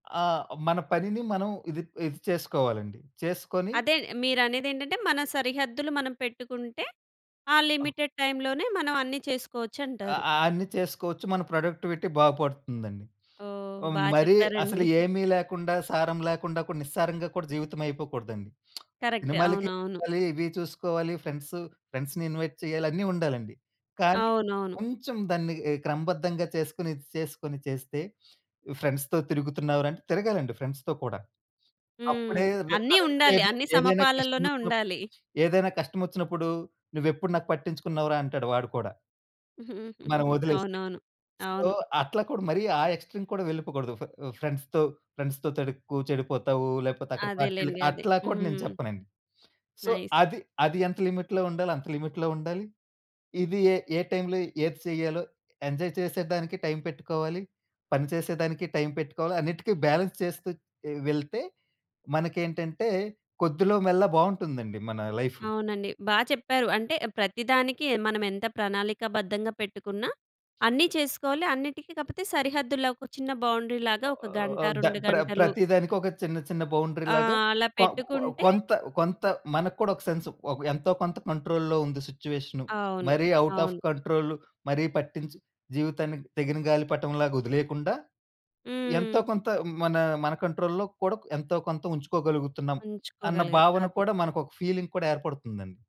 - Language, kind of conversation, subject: Telugu, podcast, మీరు అభ్యాసానికి రోజువారీ అలవాట్లను ఎలా ఏర్పరచుకుంటారు?
- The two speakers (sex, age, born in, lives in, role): female, 30-34, India, India, host; male, 35-39, India, India, guest
- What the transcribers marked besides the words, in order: in English: "లిమిటెడ్ టైమ్‌లోనే"; in English: "ప్రొడక్టివిటీ"; laughing while speaking: "బా చెప్పారండి"; lip smack; in English: "కరెక్ట్"; in English: "ఫ్రెండ్స్‌ని ఇన్‌వైట్"; in English: "ఫ్రెండ్స్‌తో"; in English: "ఫ్రెండ్స్‌తో"; in English: "కరెక్ట్"; giggle; in English: "సో"; in English: "ఎక్‌స్ట్రీమ్"; in English: "ఫ్రెండ్స్‌తో"; "తిరగకు" said as "తడెక్కు"; in English: "నైస్"; in English: "సో"; in English: "లిమిట్‌లో"; horn; in English: "లిమిట్‌లో"; in English: "ఎంజాయ్"; in English: "బ్యాలెన్స్"; in English: "బౌండరీ"; in English: "బౌండరీ"; in English: "కంట్రోల్‌లో"; in English: "అవుట్ అఫ్ కంట్రోల్"; in English: "కంట్రోల్‌లో"; in English: "ఫీలింగ్"